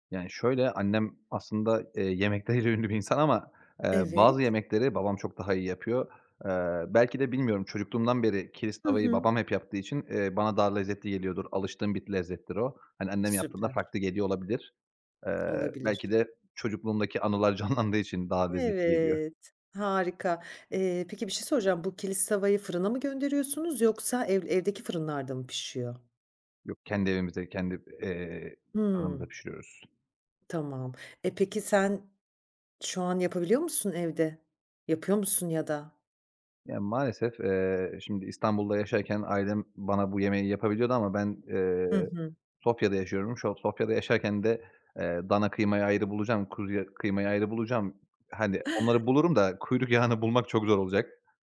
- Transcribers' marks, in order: laughing while speaking: "yemekleriyle ünlü bir insan"; other background noise; tapping; laughing while speaking: "canlandığı"; drawn out: "Evet"
- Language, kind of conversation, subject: Turkish, podcast, En sevdiğin ev yemeği hangisi?